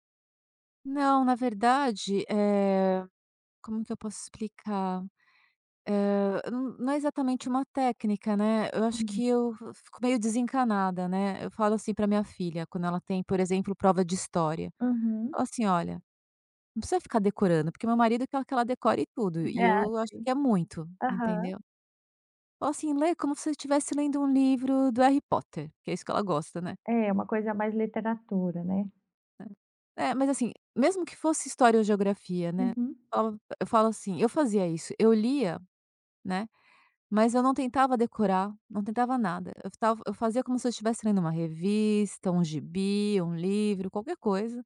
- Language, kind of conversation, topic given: Portuguese, podcast, Como você mantém equilíbrio entre aprender e descansar?
- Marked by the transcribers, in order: chuckle; tapping